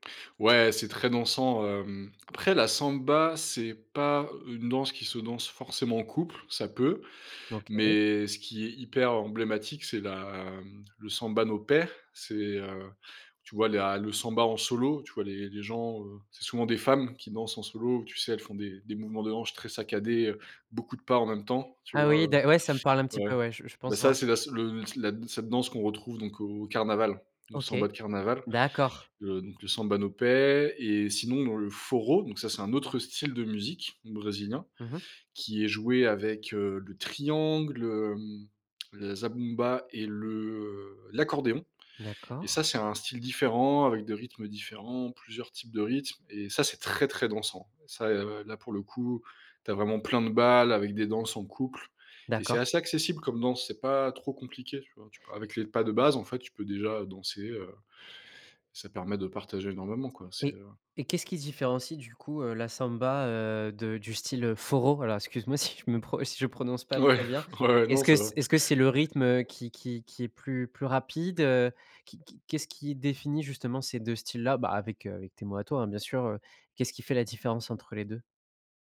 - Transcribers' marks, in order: put-on voice: "le samba no pé"; in Portuguese: "samba no pé"; stressed: "très, très"; laughing while speaking: "Ouais, ouais"
- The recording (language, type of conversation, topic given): French, podcast, En quoi voyager a-t-il élargi ton horizon musical ?